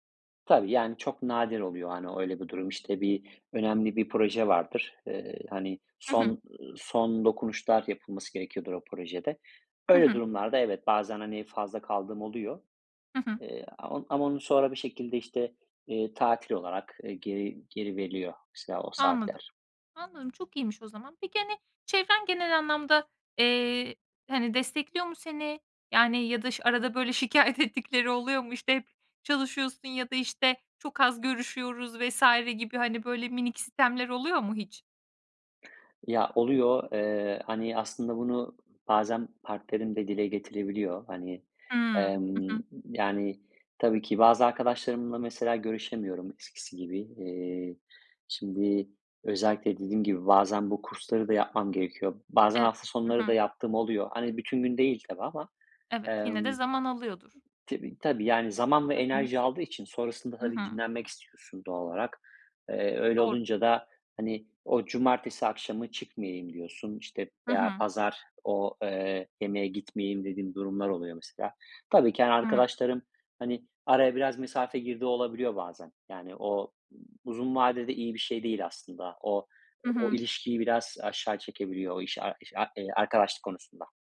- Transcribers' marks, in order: other background noise; unintelligible speech
- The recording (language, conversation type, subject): Turkish, podcast, İş ve özel hayat dengesini nasıl kuruyorsun, tavsiyen nedir?